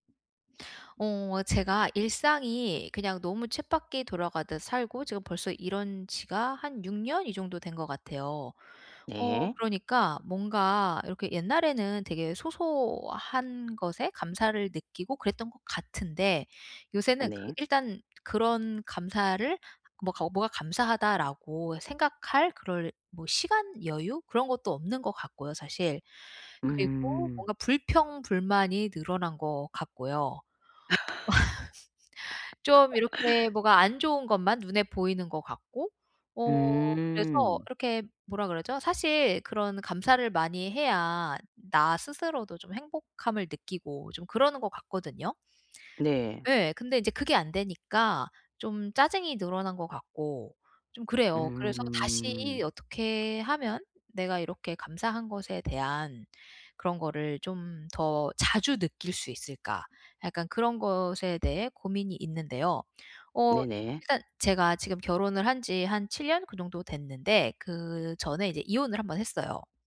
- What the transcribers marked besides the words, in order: other background noise; laugh
- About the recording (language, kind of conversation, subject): Korean, advice, 제가 가진 것들에 더 감사하는 태도를 기르려면 매일 무엇을 하면 좋을까요?